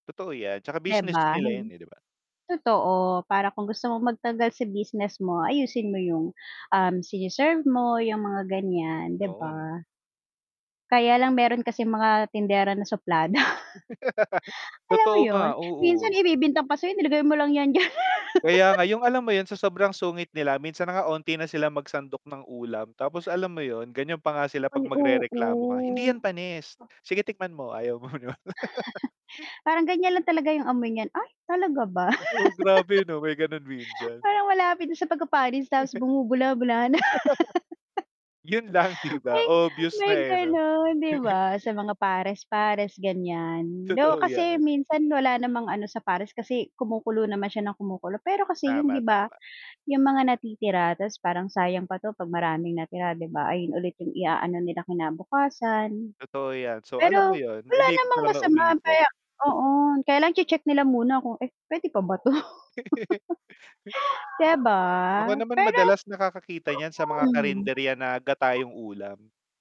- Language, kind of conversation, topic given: Filipino, unstructured, Ano ang nararamdaman mo kapag nakakain ka ng pagkaing may halong plastik?
- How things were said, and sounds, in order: static; bird; laugh; scoff; laughing while speaking: "diya"; laugh; chuckle; laugh; distorted speech; laugh; laugh; laughing while speaking: "na"; laugh; mechanical hum; other background noise; chuckle; chuckle; laughing while speaking: "to?"; dog barking